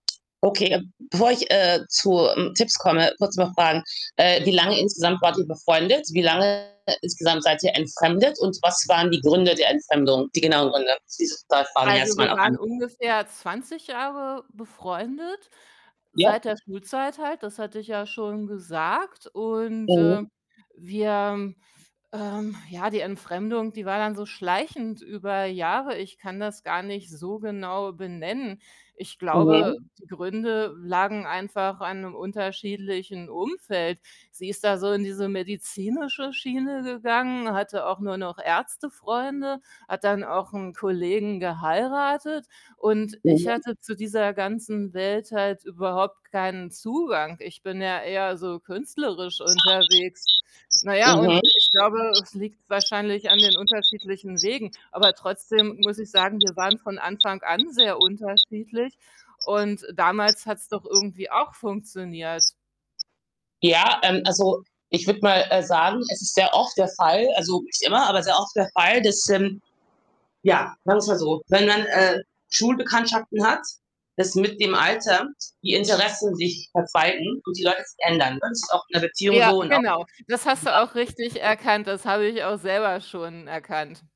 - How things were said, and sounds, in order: distorted speech; unintelligible speech; other background noise; bird; static; unintelligible speech; tapping
- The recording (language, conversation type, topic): German, advice, Wie kann ich das plötzliche Ende einer engen Freundschaft verarbeiten und mit Trauer und Wut umgehen?